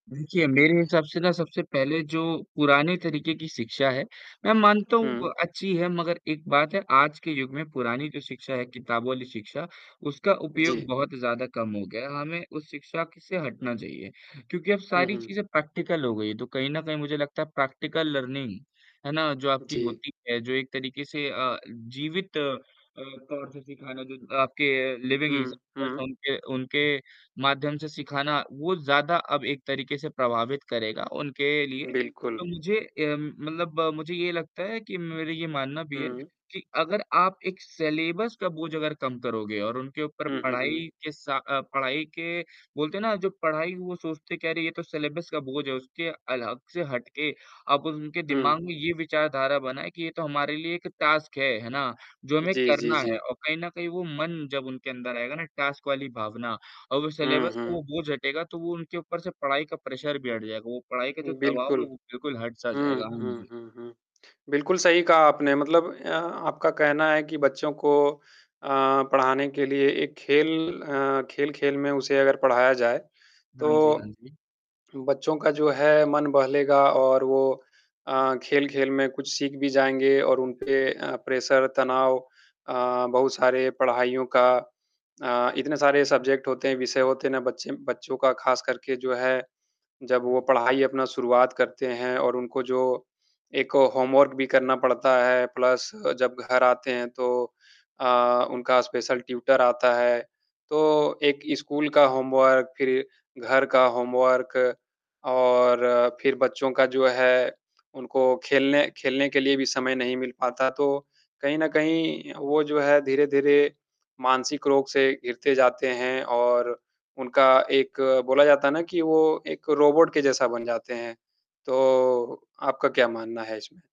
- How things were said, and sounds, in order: static; in English: "प्रैक्टिकल"; in English: "प्रैक्टिकल लर्निंग"; distorted speech; in English: "लिविंग एग्ज़ाम्पलस"; tapping; other background noise; in English: "सिलेबस"; in English: "सिलेबस"; in English: "टास्क"; in English: "टास्क"; in English: "सिलेबस"; in English: "प्रेशर"; in English: "प्रेशर"; in English: "सब्जेक्ट"; in English: "होमवर्क"; in English: "प्लस"; in English: "स्पेशल ट्यूटर"; in English: "होमवर्क"; in English: "होमवर्क"
- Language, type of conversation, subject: Hindi, unstructured, क्या बच्चों पर पढ़ाई का बोझ उनके मानसिक स्वास्थ्य पर असर डालता है?